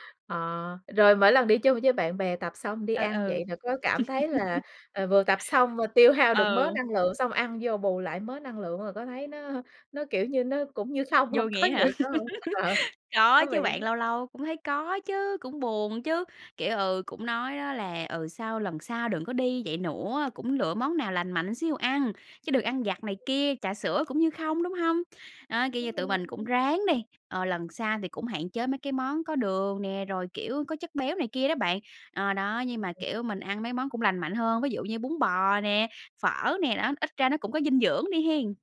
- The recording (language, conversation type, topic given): Vietnamese, advice, Làm thế nào để bắt đầu và duy trì thói quen tập thể dục đều đặn?
- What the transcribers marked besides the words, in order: laugh; chuckle; laughing while speaking: "Có vậy"; laugh; laughing while speaking: "Ờ"; other background noise